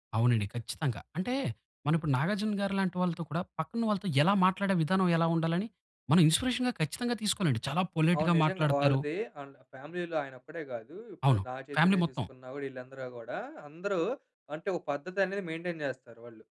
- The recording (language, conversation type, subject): Telugu, podcast, సినిమాలు లేదా ప్రముఖులు మీ వ్యక్తిగత శైలిని ఎంతవరకు ప్రభావితం చేస్తారు?
- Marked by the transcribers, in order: in English: "ఇన్స్పిరేషన్‌గా"; in English: "పొలైట్‌గా"; in English: "అండ్ ఫ్యామిలీ‌లో"; in English: "ఫ్యామిలీ"; in English: "మెయిన్‌టైన్"